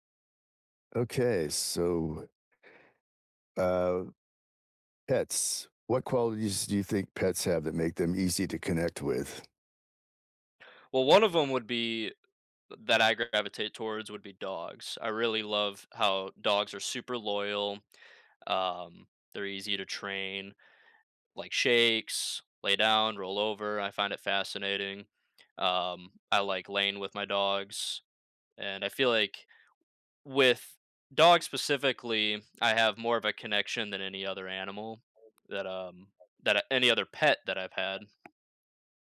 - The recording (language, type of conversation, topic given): English, unstructured, What makes pets such good companions?
- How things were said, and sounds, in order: other background noise; background speech